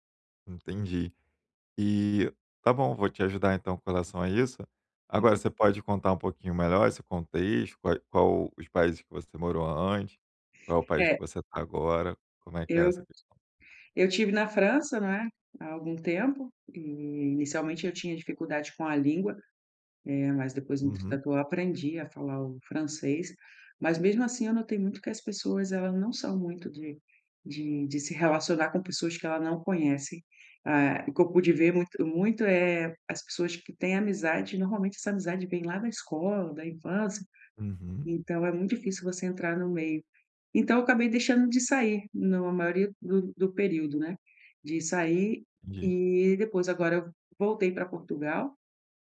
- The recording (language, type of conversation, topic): Portuguese, advice, Como posso me sentir mais à vontade em celebrações sociais?
- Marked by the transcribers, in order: tapping; unintelligible speech